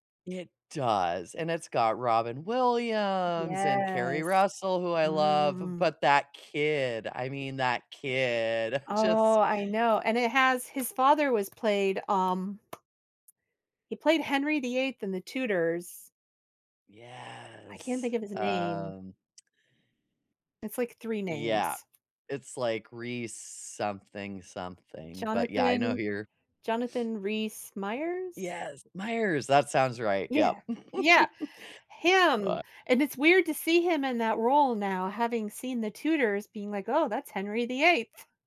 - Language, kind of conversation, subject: English, unstructured, What movie soundtracks have become the playlist of your life, and what memories do they carry?
- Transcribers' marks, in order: other background noise; laughing while speaking: "just"; tapping; chuckle